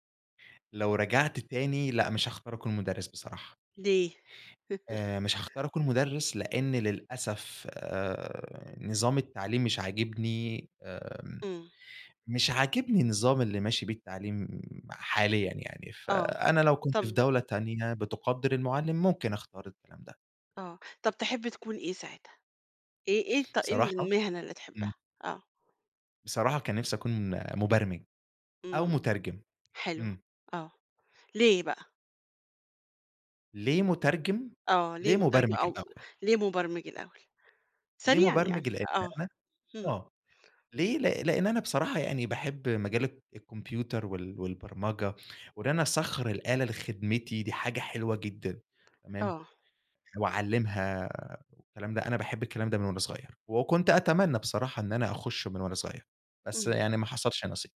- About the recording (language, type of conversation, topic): Arabic, podcast, إزاي بدأت مشوارك المهني؟
- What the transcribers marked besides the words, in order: laugh; other background noise; tapping